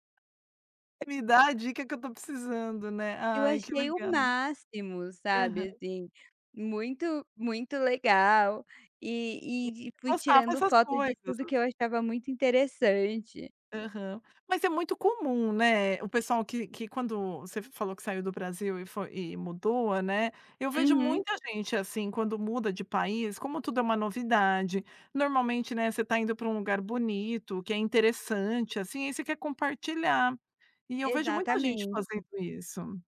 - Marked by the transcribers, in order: tapping
- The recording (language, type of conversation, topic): Portuguese, podcast, Como você equilibra estar online e viver o presente?